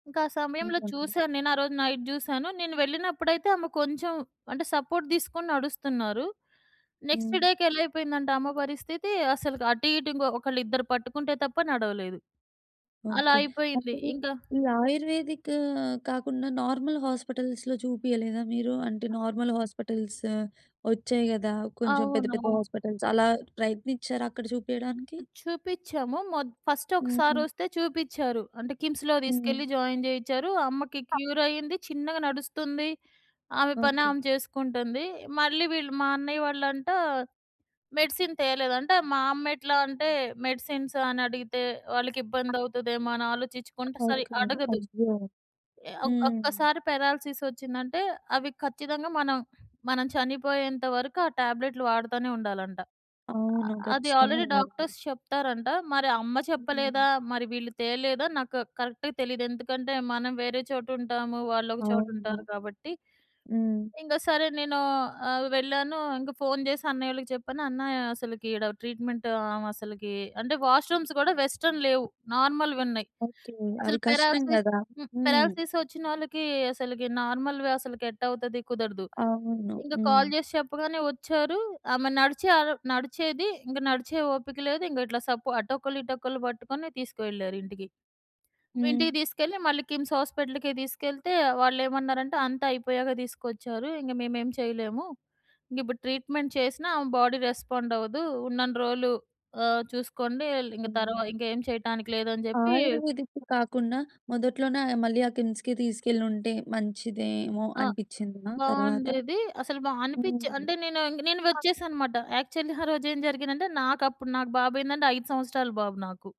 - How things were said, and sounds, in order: in English: "నైట్"; in English: "సపోర్ట్"; in English: "నెక్స్ట్ డేకి"; other background noise; in English: "ఆయుర్వేదిక్"; in English: "నార్మల్ హాస్పిటల్స్‌లో"; in English: "నార్మల్ హాస్పిటల్స్"; in English: "హాస్పిటల్స్"; in English: "ఫస్ట్"; in English: "జాయిన్"; other noise; in English: "క్యూర్"; in English: "మెడిసిన్"; in English: "మెడిసిన్స్"; in English: "పారాలిసిస్"; in English: "ఆల్రెడీ డాక్టర్స్"; in English: "కరెక్ట్‌గా"; in English: "ట్రీట్మెంట్"; in English: "వాష్‌రూమ్స్"; in English: "వెస్ట్‌రన్"; in English: "పారాలిసిస్"; in English: "పారాలిసిస్"; in English: "నార్మల్‌వి"; tapping; in English: "ట్రీట్‌మెంట్"; in English: "రెస్పాండ్"; in English: "ఆయుర్వేదిక్‌కి"; in English: "యాక్చువల్లి"; chuckle
- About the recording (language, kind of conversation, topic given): Telugu, podcast, ఒంటరితనం అనిపించినప్పుడు మీరు మొదటగా ఎలాంటి అడుగు వేస్తారు?